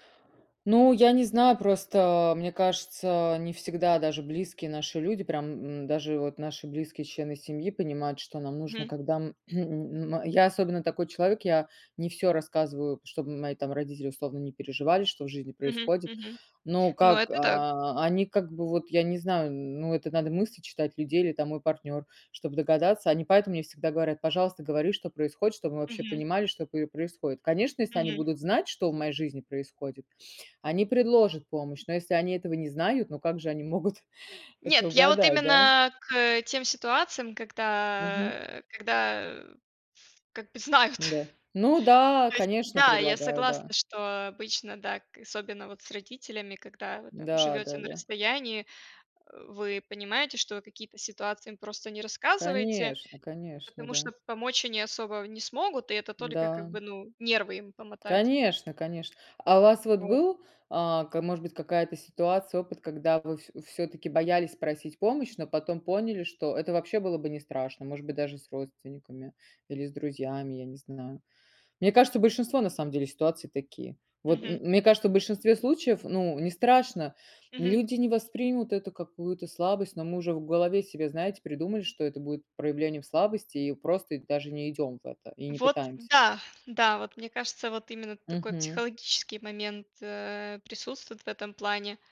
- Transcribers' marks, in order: throat clearing; gasp; grunt; chuckle; other background noise
- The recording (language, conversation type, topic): Russian, unstructured, Как ты думаешь, почему люди боятся просить помощи?